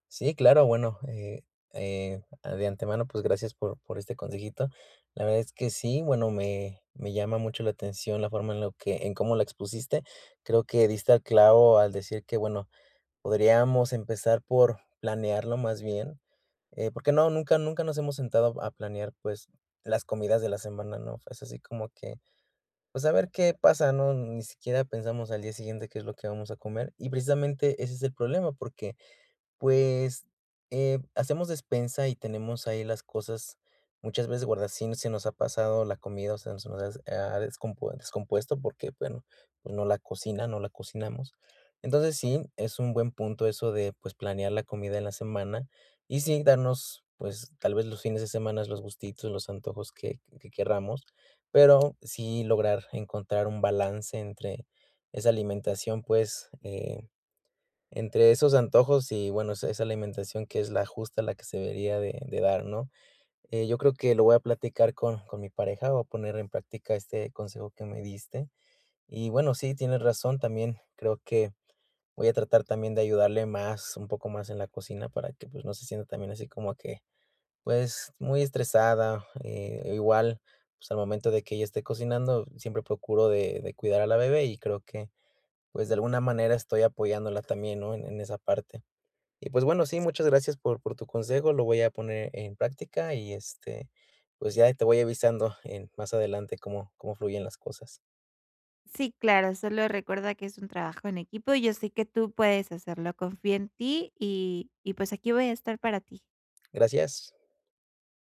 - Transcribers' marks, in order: other background noise
- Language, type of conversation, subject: Spanish, advice, ¿Cómo puedo controlar los antojos y comer menos por emociones?